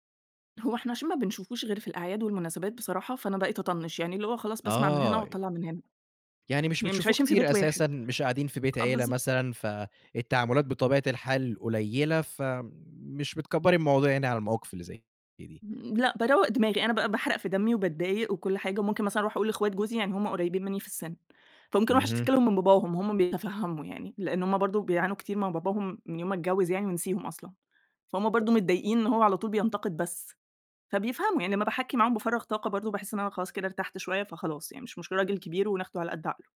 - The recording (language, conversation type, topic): Arabic, podcast, إزاي بتتعاملوا مع تدخل أهل الشريك في خصوصياتكم؟
- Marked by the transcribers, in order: tapping; other background noise